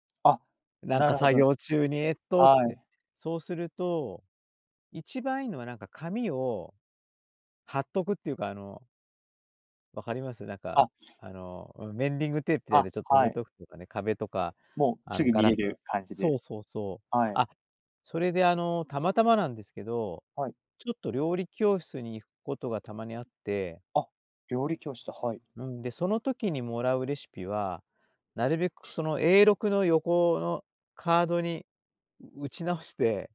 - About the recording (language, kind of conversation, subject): Japanese, podcast, 料理を作るときに、何か決まった習慣はありますか？
- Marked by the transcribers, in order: other background noise